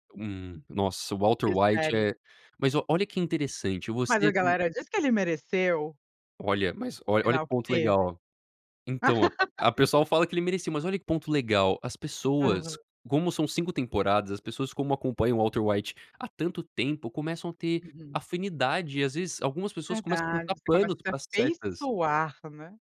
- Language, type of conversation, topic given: Portuguese, podcast, Como escolher o final certo para uma história?
- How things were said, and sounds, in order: laugh